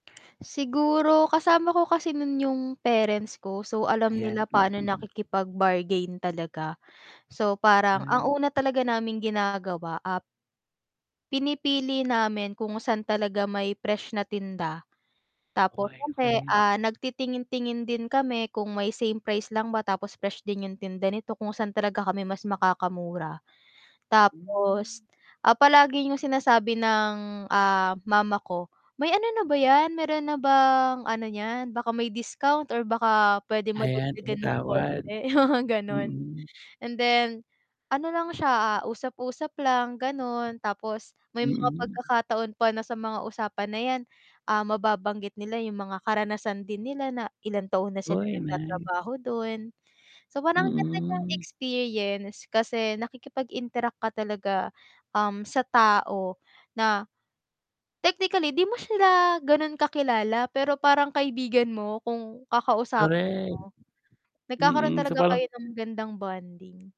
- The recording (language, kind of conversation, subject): Filipino, podcast, Aling palengke ang hinding-hindi mo malilimutan, at bakit?
- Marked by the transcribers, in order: tapping; distorted speech; wind; static; mechanical hum; laughing while speaking: "mga"